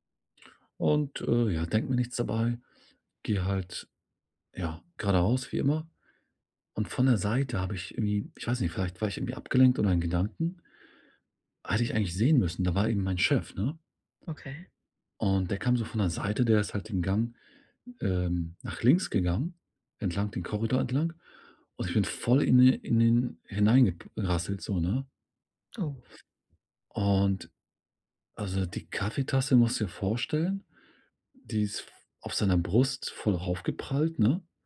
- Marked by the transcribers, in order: other background noise
- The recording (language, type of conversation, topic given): German, advice, Wie gehst du mit Scham nach einem Fehler bei der Arbeit um?